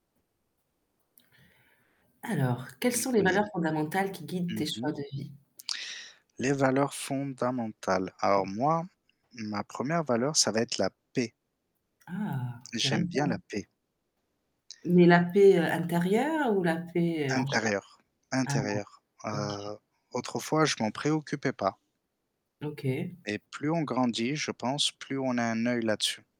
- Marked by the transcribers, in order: static; other background noise
- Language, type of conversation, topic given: French, unstructured, Quelles sont les valeurs fondamentales qui guident vos choix de vie ?